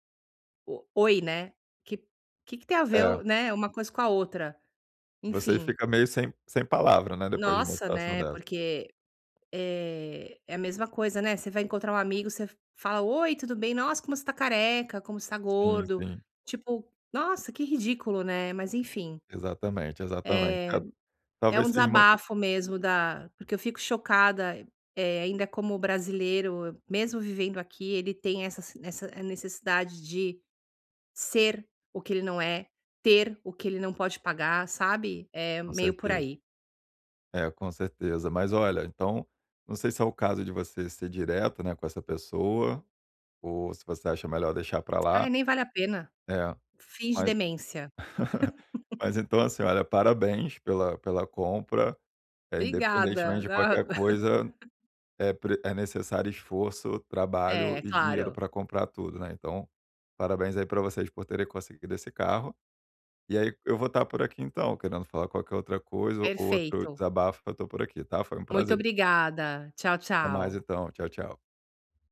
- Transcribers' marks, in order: other noise; tongue click; chuckle; laugh; laugh
- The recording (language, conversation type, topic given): Portuguese, advice, Por que a comparação com os outros me deixa inseguro?